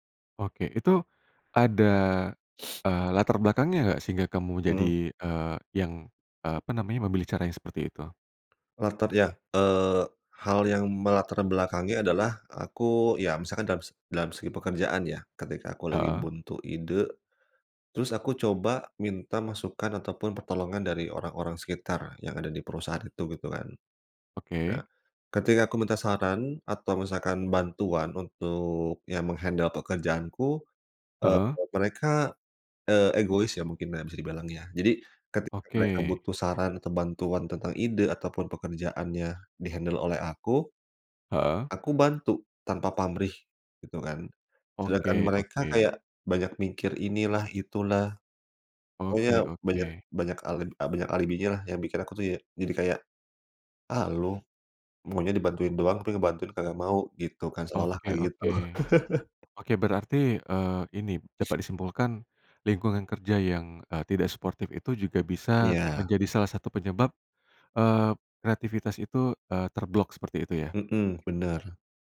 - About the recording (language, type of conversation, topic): Indonesian, podcast, Apa kebiasaan sehari-hari yang membantu kreativitas Anda?
- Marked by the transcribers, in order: sniff; tapping; in English: "meng-handle"; in English: "di-handle"; chuckle; other background noise